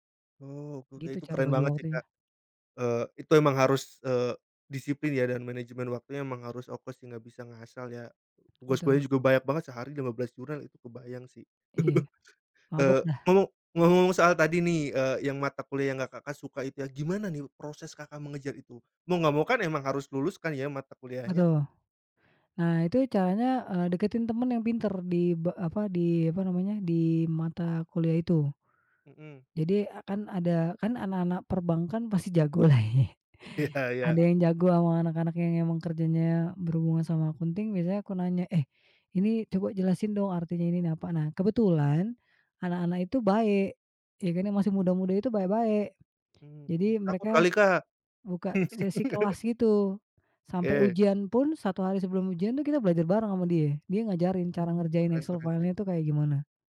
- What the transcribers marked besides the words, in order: tapping; chuckle; laughing while speaking: "lah ya"; laughing while speaking: "Iya"; in English: "accounting"; laugh
- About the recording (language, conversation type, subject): Indonesian, podcast, Bagaimana caramu tetap semangat saat pelajaran terasa membosankan?